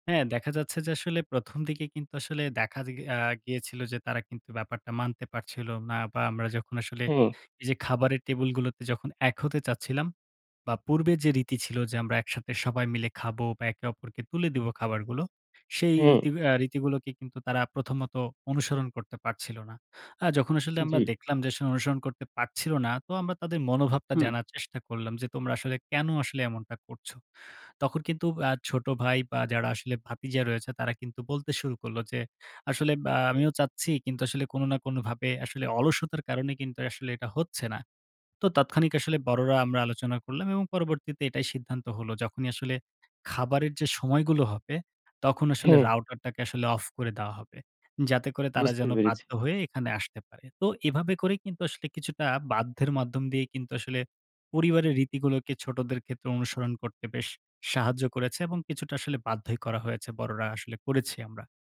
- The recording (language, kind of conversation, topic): Bengali, podcast, আপনি কি আপনার পরিবারের কোনো রীতি বদলেছেন, এবং কেন তা বদলালেন?
- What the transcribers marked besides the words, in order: none